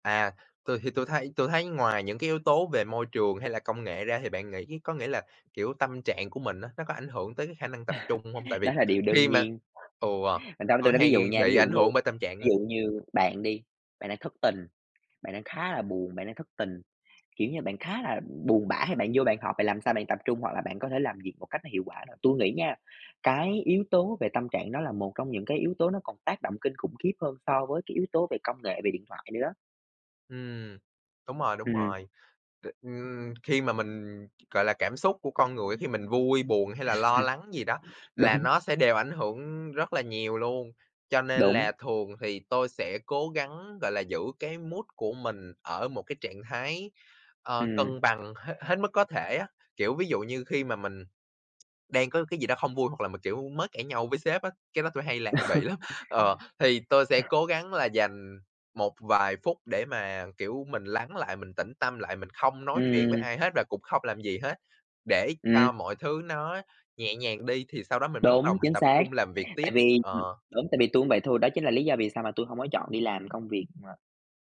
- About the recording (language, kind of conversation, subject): Vietnamese, unstructured, Làm thế nào để không bị mất tập trung khi học hoặc làm việc?
- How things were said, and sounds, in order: other background noise; chuckle; tapping; chuckle; laughing while speaking: "Đúng"; in English: "mood"; lip smack; laughing while speaking: "Đó"; chuckle